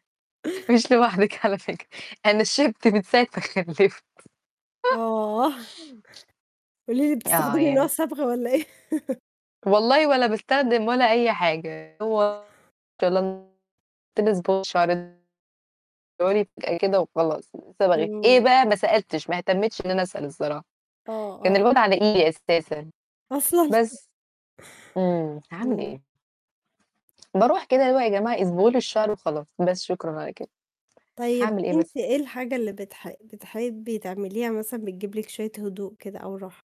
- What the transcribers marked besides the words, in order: laughing while speaking: "مش لوحدِك على فكرة. أنا شِبت من ساعة ما خلّفت"; laugh; laugh; unintelligible speech; distorted speech; chuckle; tapping
- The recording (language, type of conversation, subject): Arabic, unstructured, إيه الحاجة اللي لسه بتفرّحك رغم مرور السنين؟